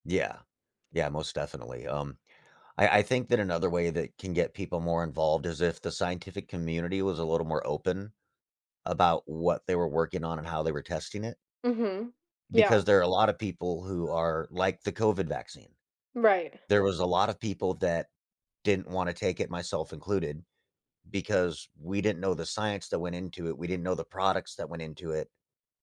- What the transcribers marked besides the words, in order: none
- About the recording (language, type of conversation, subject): English, unstructured, In what ways does scientific progress shape solutions to global problems?
- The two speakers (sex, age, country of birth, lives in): female, 20-24, United States, United States; male, 40-44, United States, United States